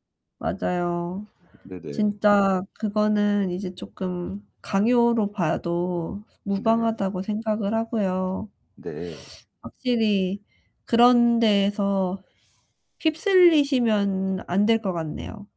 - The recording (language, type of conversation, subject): Korean, advice, 사회적 압력 속에서도 어떻게 윤리적 판단을 지킬 수 있을까요?
- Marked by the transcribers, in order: other background noise